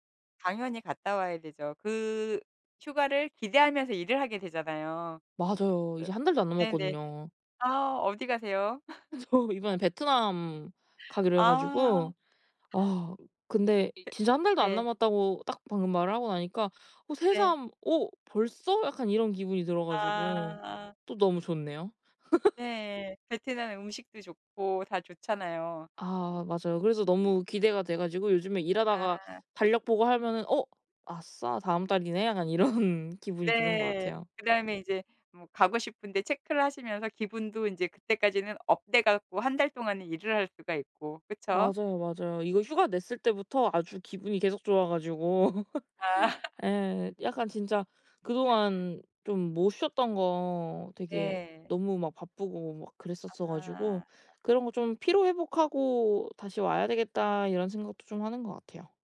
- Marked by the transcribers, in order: laughing while speaking: "저"; laugh; gasp; other background noise; laugh; laughing while speaking: "이런"; laugh
- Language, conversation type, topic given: Korean, podcast, 일과 삶의 균형을 어떻게 유지하고 계신가요?